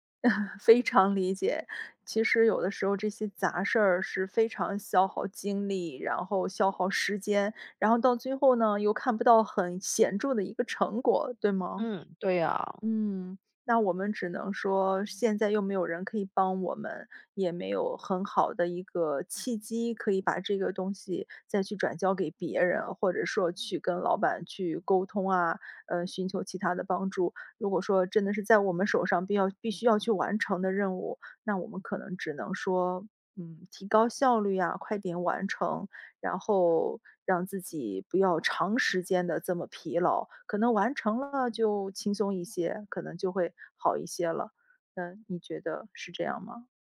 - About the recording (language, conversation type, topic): Chinese, advice, 同时处理太多任务导致效率低下时，我该如何更好地安排和完成这些任务？
- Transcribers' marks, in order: chuckle